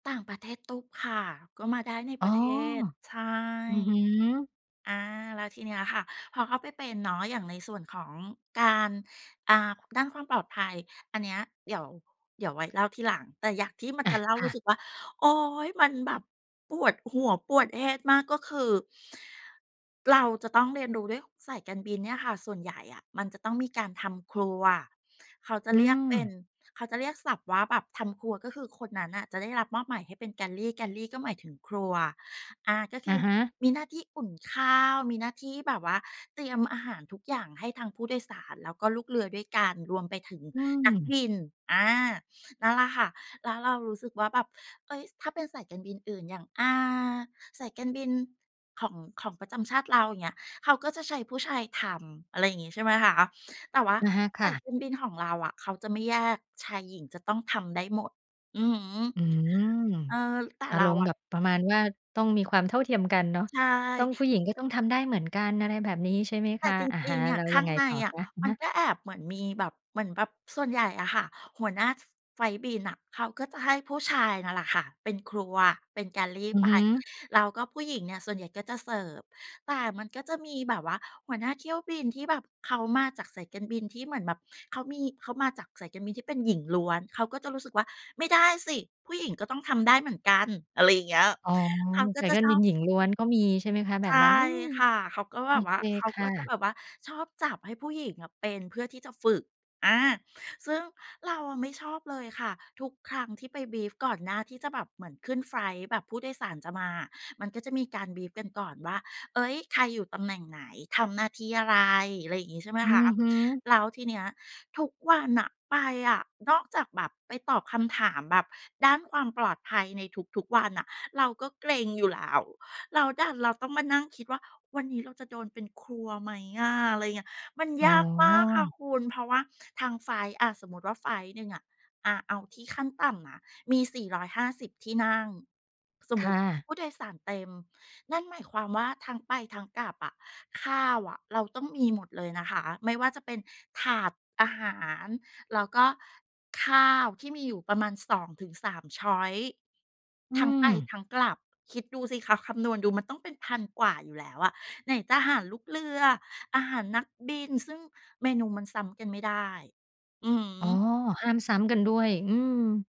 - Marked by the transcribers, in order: stressed: "โอ๊ย"; in English: "head"; inhale; in English: "galley galley"; other background noise; in English: "galley"; in English: "บรีฟ"; in English: "บรีฟ"; in English: "ชอยซ์"
- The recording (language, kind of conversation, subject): Thai, podcast, คุณใช้ความล้มเหลวช่วยพัฒนาตัวเองอย่างไร?